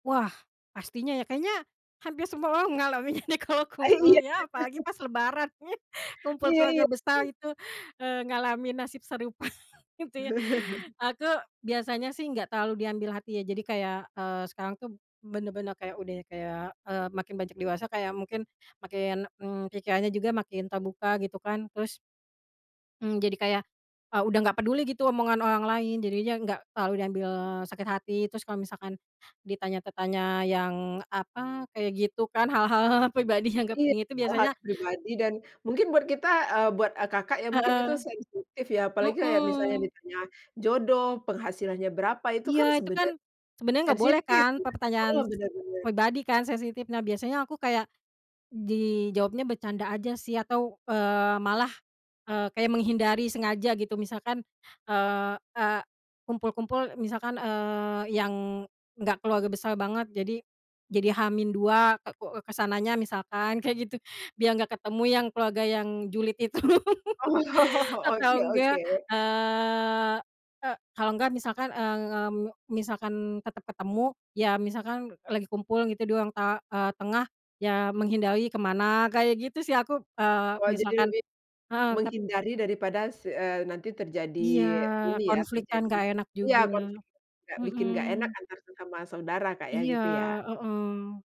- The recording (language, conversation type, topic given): Indonesian, podcast, Bagaimana kamu menghadapi tekanan untuk terlihat sukses?
- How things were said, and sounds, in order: laughing while speaking: "ngalamin kalau"; chuckle; laughing while speaking: "serupa"; chuckle; laughing while speaking: "hal-hal pribadi yang nggak"; laughing while speaking: "Oh"; laugh